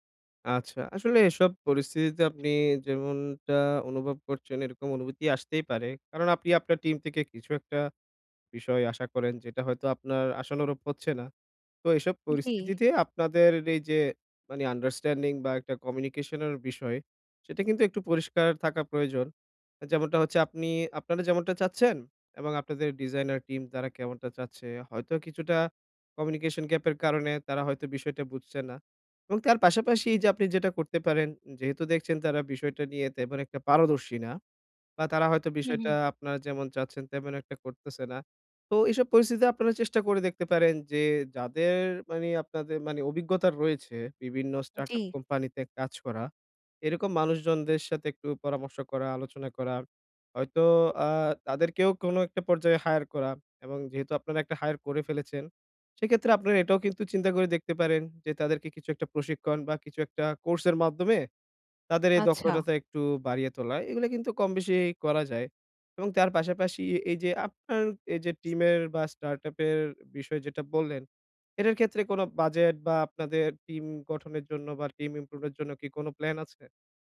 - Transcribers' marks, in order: tongue click; tapping; other background noise; in English: "start up"
- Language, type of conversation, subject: Bengali, advice, দক্ষ টিম গঠন ও ধরে রাখার কৌশল